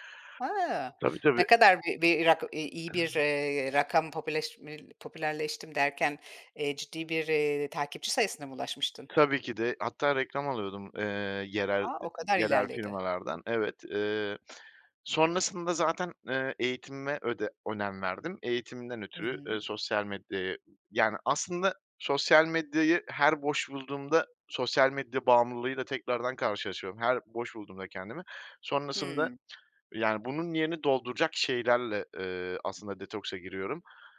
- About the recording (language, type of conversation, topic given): Turkish, podcast, Sosyal medyanın ruh sağlığı üzerindeki etkisini nasıl yönetiyorsun?
- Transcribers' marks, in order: other background noise